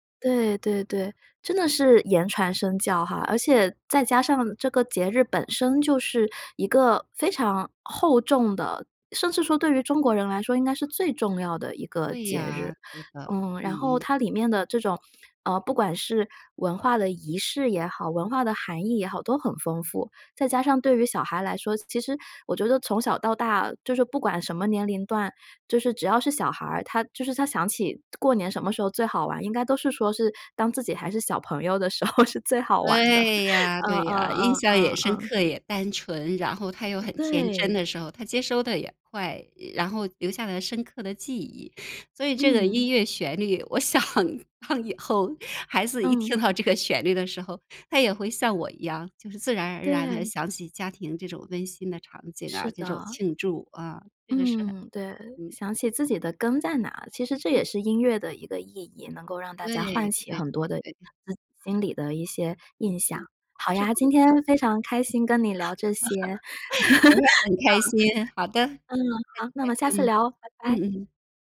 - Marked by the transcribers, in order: other background noise; laughing while speaking: "时候是"; laugh; laughing while speaking: "我想让以后"; other noise; laugh
- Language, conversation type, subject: Chinese, podcast, 节庆音乐带给你哪些记忆？